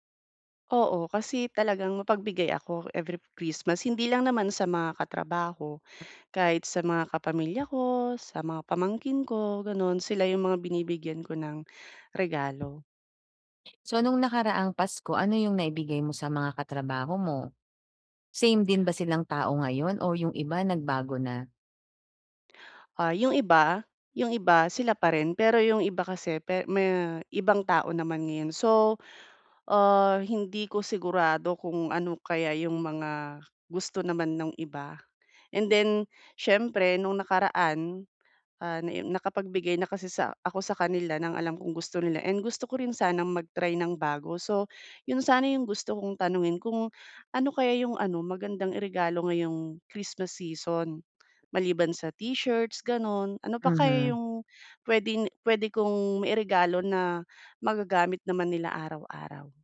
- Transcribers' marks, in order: none
- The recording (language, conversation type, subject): Filipino, advice, Paano ako pipili ng regalong magugustuhan nila?